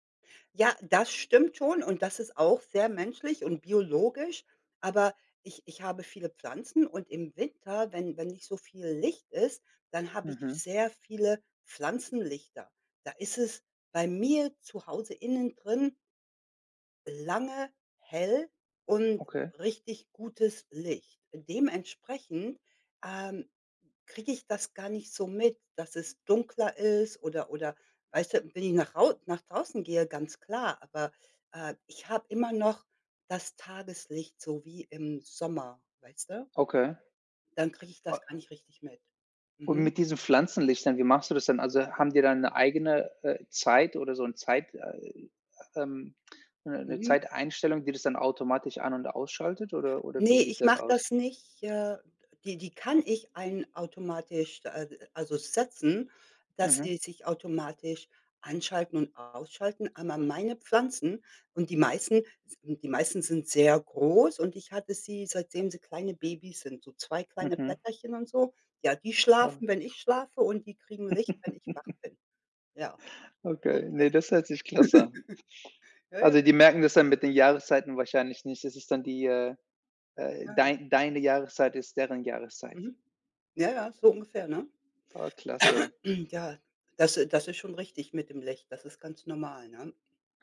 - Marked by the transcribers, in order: other background noise; tapping; chuckle; laugh; cough; throat clearing
- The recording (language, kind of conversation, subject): German, unstructured, Welche Jahreszeit magst du am liebsten und warum?
- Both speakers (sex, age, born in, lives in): female, 55-59, Germany, United States; male, 40-44, Germany, United States